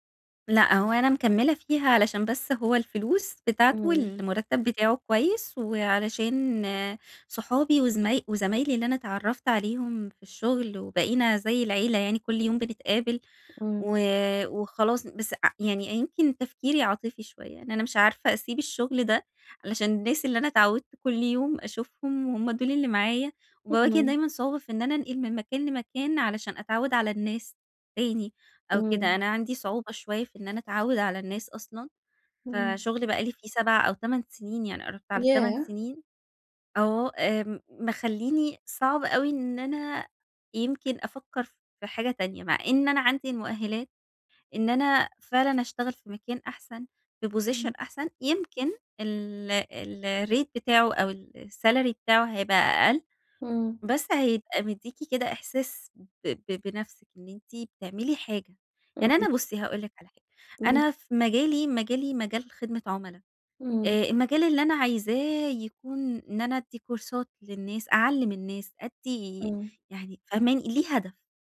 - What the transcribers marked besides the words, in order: tapping; in English: "Position"; in English: "الRate"; in English: "الsalary"; unintelligible speech; in English: "كورسات"
- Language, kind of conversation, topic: Arabic, advice, شعور إن شغلي مالوش معنى